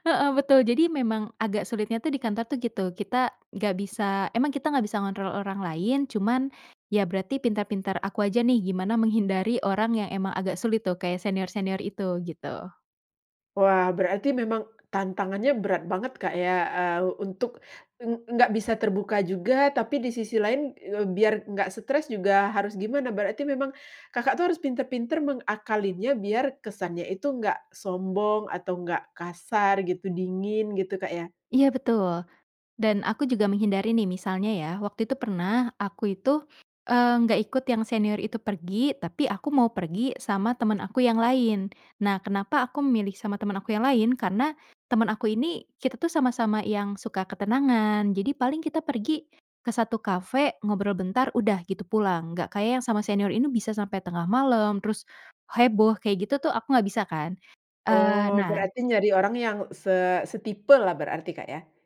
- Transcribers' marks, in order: none
- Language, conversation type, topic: Indonesian, podcast, Bagaimana menyampaikan batasan tanpa terdengar kasar atau dingin?